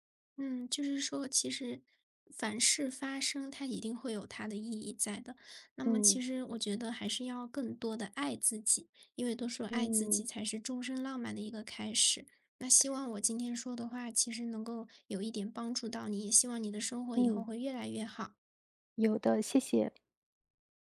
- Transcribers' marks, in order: none
- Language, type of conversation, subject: Chinese, advice, 分手后我该如何努力重建自尊和自信？